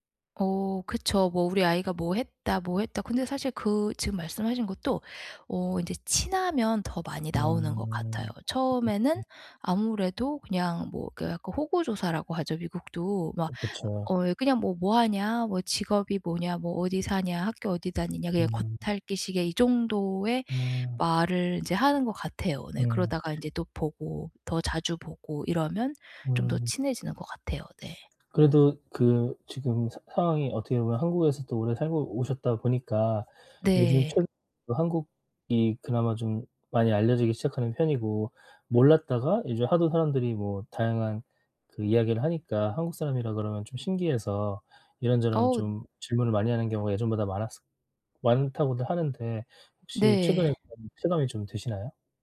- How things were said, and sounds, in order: other background noise; tapping
- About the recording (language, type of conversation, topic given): Korean, advice, 파티에서 혼자라고 느껴 어색할 때는 어떻게 하면 좋을까요?